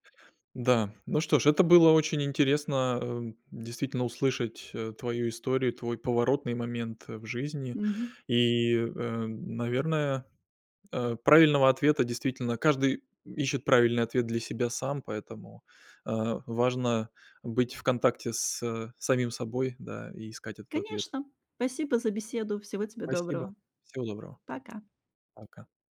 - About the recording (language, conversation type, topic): Russian, podcast, Какой маленький шаг изменил твою жизнь?
- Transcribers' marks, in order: tapping; other background noise